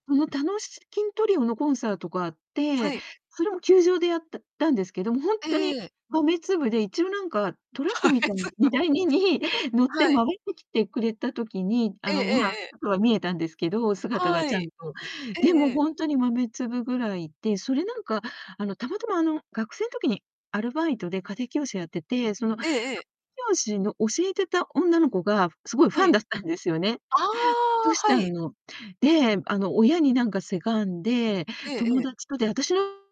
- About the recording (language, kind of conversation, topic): Japanese, unstructured, ライブのコンサートに行ったことはありますか？
- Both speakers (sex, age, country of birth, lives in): female, 55-59, Japan, United States; female, 60-64, Japan, Japan
- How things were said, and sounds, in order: "たのきん" said as "たのしきん"; laughing while speaking: "豆粒"; distorted speech